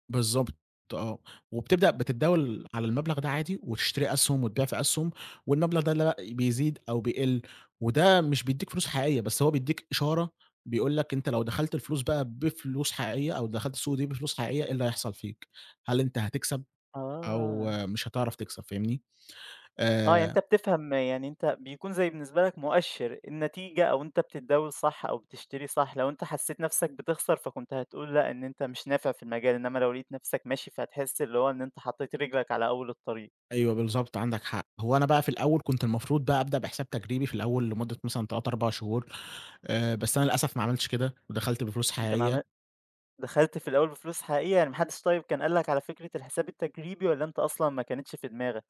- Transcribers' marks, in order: none
- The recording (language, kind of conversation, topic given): Arabic, podcast, إزاي بدأت مشروع الشغف بتاعك؟